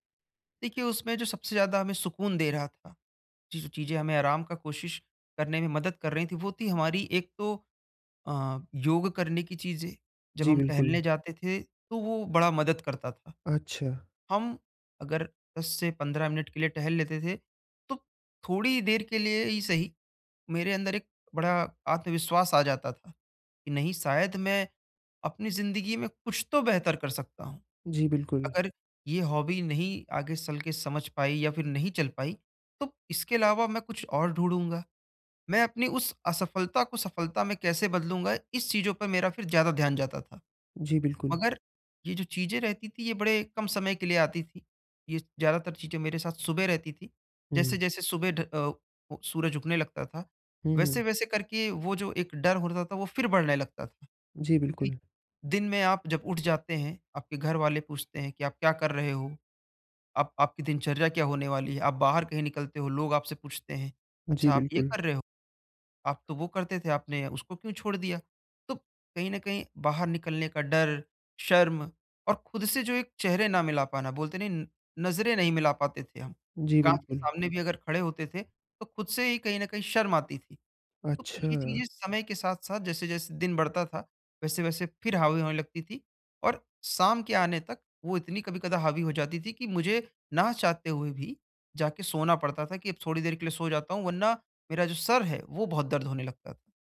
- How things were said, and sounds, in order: in English: "हॉबी"; "चल" said as "सल"; horn
- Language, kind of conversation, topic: Hindi, advice, नई हॉबी शुरू करते समय असफलता के डर और जोखिम न लेने से कैसे निपटूँ?